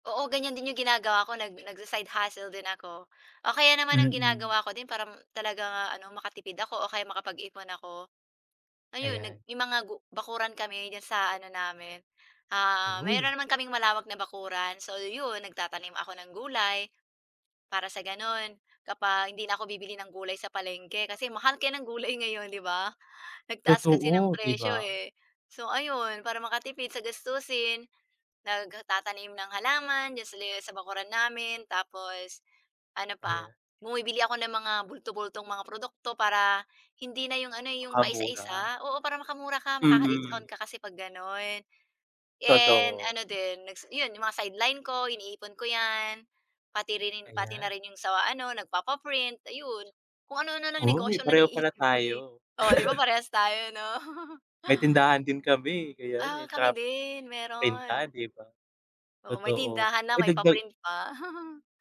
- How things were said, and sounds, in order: other background noise; tapping; laugh; chuckle; chuckle
- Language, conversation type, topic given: Filipino, unstructured, Ano ang mga paraan mo ng pag-iipon araw-araw at ano ang pananaw mo sa utang, pagba-badyet, at paggamit ng kard sa kredito?